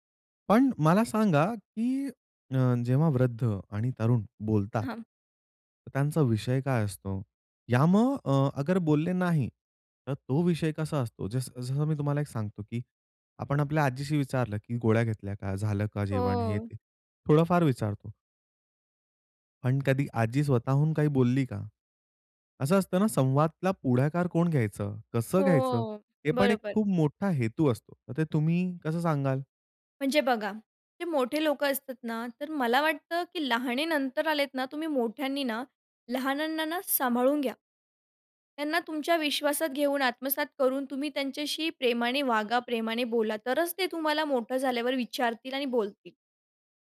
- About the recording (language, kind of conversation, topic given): Marathi, podcast, वृद्ध आणि तरुण यांचा समाजातील संवाद तुमच्या ठिकाणी कसा असतो?
- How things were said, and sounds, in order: none